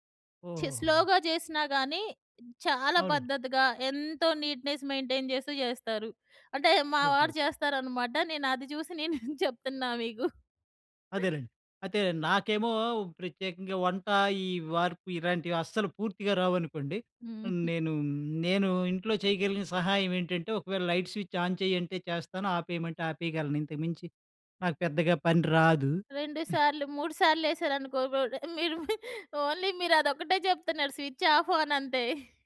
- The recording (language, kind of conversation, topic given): Telugu, podcast, కుటుంబ బాధ్యతల మధ్య మీకోసం విశ్రాంతి సమయాన్ని ఎలా కనుగొంటారు?
- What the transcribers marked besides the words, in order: in English: "స్లో‌గా"; in English: "నీట్‌నెస్ మెయింటైన్"; chuckle; in English: "లైట్ స్విచ్ ఆన్"; giggle; in English: "ఓన్లీ"; in English: "స్విచ్"